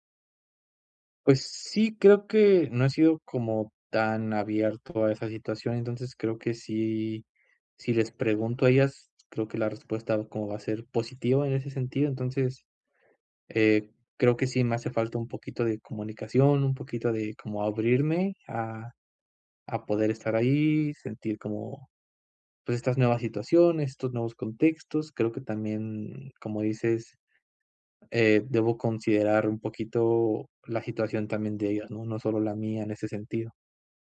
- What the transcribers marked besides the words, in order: none
- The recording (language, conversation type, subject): Spanish, advice, ¿Cómo puedo aprender a disfrutar las fiestas si me siento fuera de lugar?